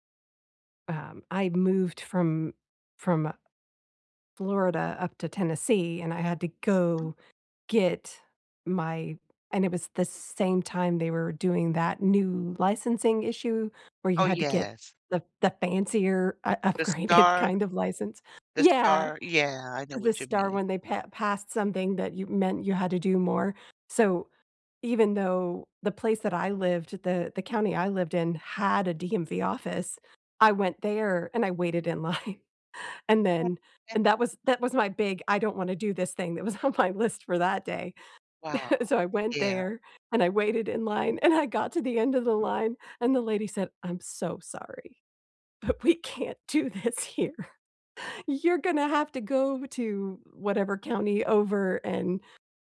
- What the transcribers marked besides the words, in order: other background noise; laughing while speaking: "upgraded"; laughing while speaking: "line"; unintelligible speech; laughing while speaking: "on my"; chuckle; laughing while speaking: "but we can't do this here"
- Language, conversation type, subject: English, unstructured, What tiny habit should I try to feel more in control?
- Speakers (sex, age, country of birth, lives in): female, 50-54, United States, United States; female, 60-64, United States, United States